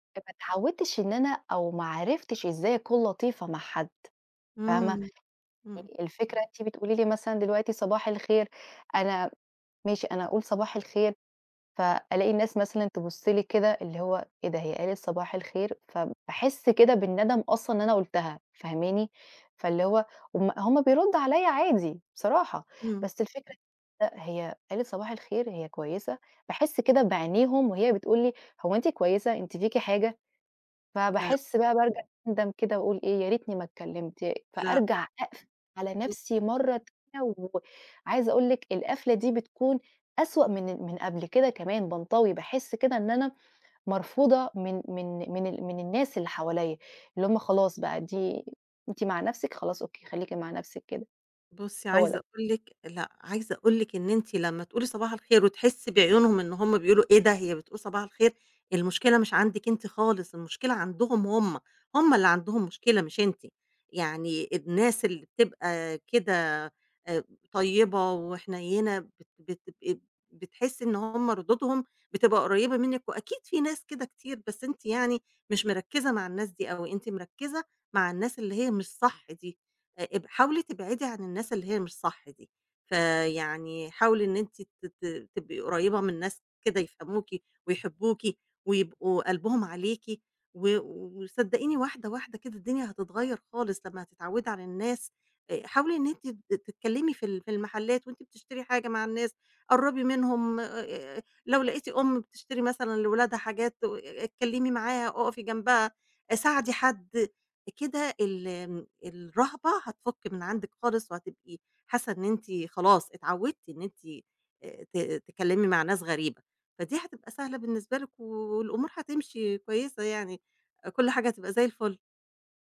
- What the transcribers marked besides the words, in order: unintelligible speech; other noise
- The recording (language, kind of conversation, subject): Arabic, advice, إزاي أقدر أتغلب على خوفي من إني أقرّب من الناس وافتَح كلام مع ناس ماعرفهمش؟